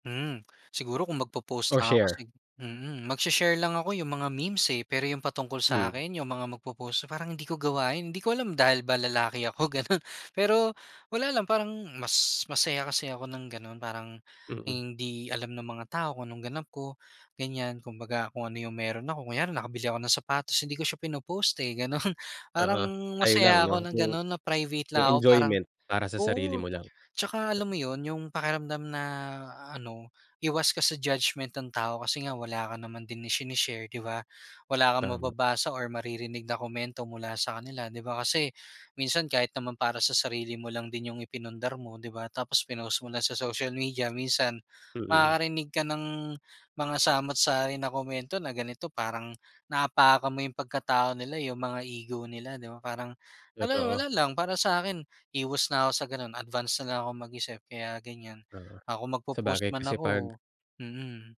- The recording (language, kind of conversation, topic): Filipino, podcast, Paano mo pinoprotektahan ang iyong pagkapribado sa mga platapormang panlipunan?
- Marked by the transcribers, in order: laughing while speaking: "ganon"; tapping